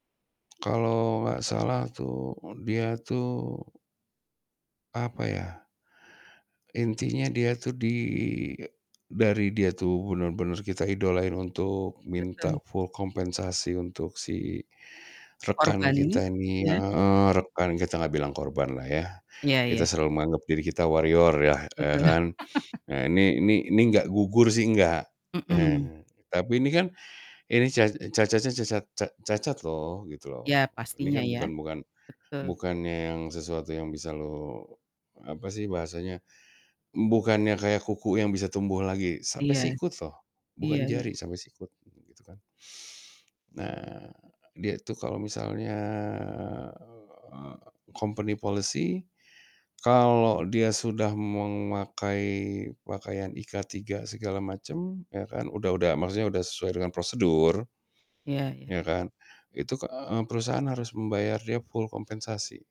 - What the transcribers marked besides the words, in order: tapping; in English: "full"; distorted speech; in English: "warrior"; laugh; chuckle; static; in English: "company policy"
- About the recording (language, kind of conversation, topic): Indonesian, podcast, Pernahkah kamu mengalami momen yang mengubah cara pandangmu tentang hidup?